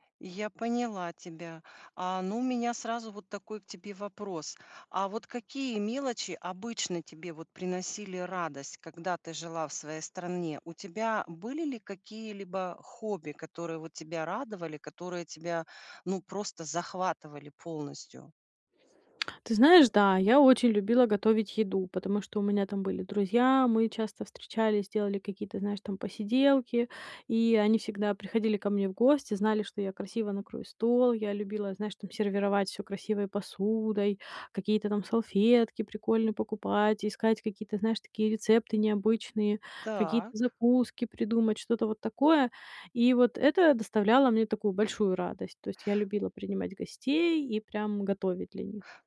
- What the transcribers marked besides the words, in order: none
- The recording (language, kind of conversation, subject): Russian, advice, Как мне снова находить радость в простых вещах?